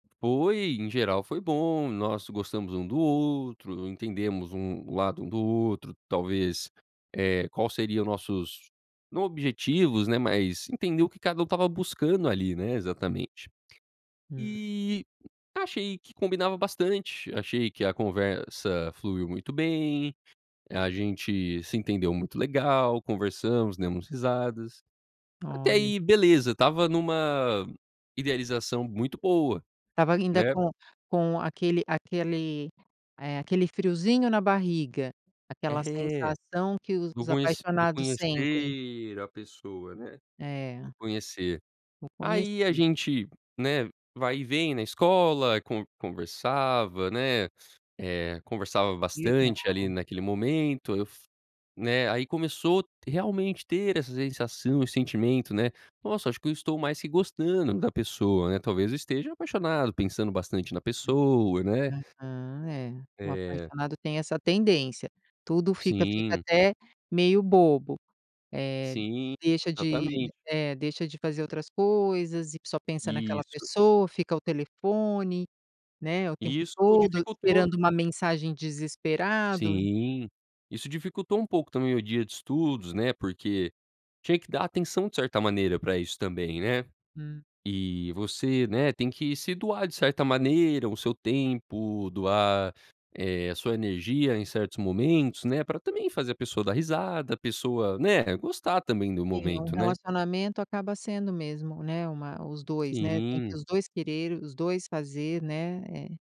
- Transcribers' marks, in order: tapping
- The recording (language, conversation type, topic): Portuguese, podcast, Como foi a primeira vez que você se apaixonou?